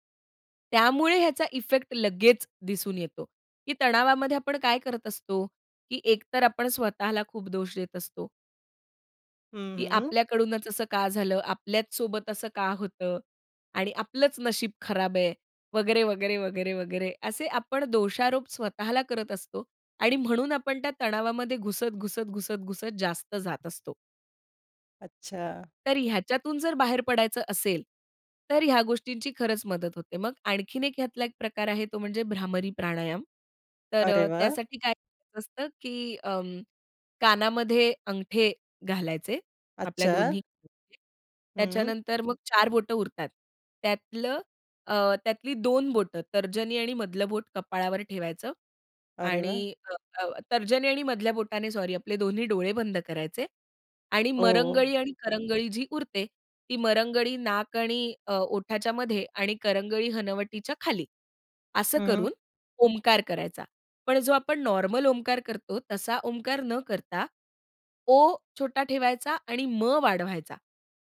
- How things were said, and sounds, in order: tapping; unintelligible speech
- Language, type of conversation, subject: Marathi, podcast, तणावाच्या वेळी श्वासोच्छ्वासाची कोणती तंत्रे तुम्ही वापरता?